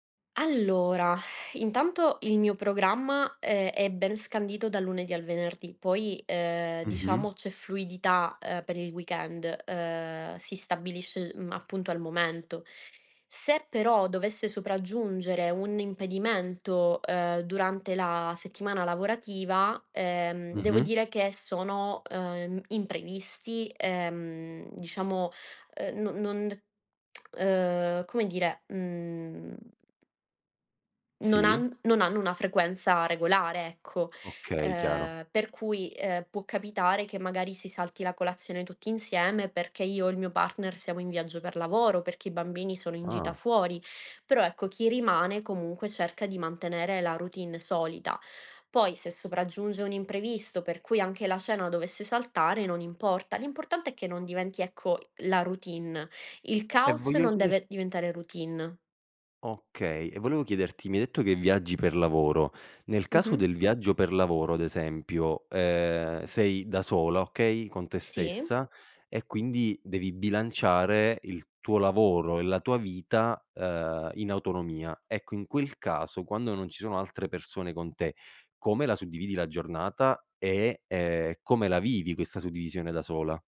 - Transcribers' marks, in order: exhale
- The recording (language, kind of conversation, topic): Italian, podcast, Come bilanci lavoro e vita familiare nelle giornate piene?